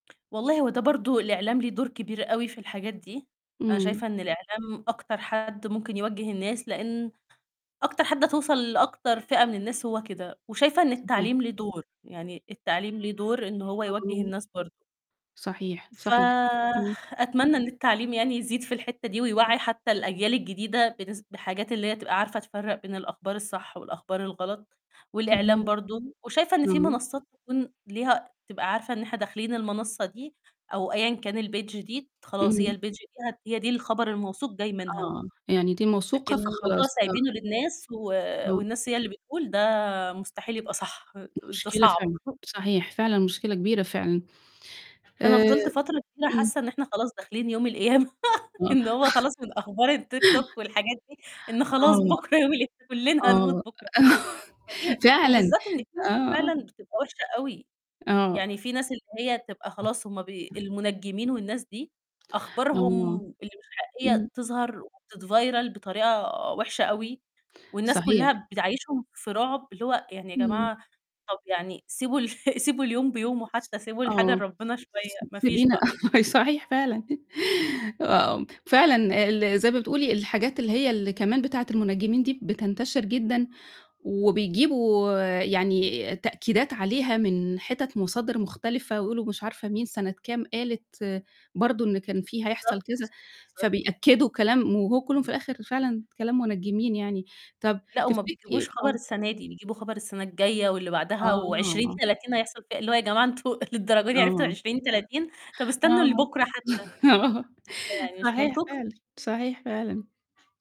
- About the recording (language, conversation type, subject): Arabic, podcast, إزاي بتتعامل مع الأخبار الكاذبة على الإنترنت؟
- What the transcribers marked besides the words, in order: distorted speech; other background noise; tapping; static; in English: "الpage"; other noise; in English: "الpage"; laughing while speaking: "القيامة"; chuckle; laugh; laughing while speaking: "خلاص بُكرة يوم القيامة، كلّنا هنموت بُكرة"; chuckle; in English: "وتتفيرل"; chuckle; chuckle; laughing while speaking: "أنتم"; chuckle; chuckle; laughing while speaking: "آه"; mechanical hum